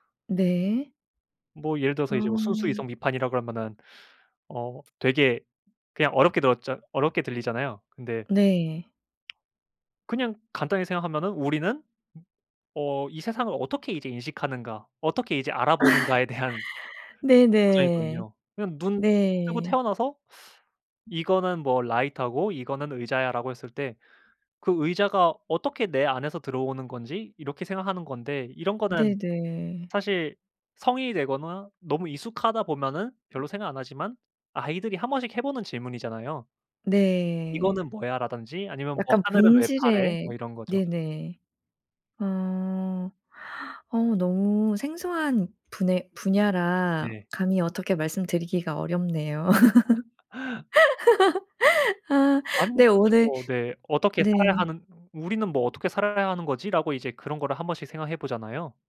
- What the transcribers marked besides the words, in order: other background noise; tapping; laugh; laughing while speaking: "대한"; laugh; laugh
- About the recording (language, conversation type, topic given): Korean, podcast, 초보자가 창의성을 키우기 위해 어떤 연습을 하면 좋을까요?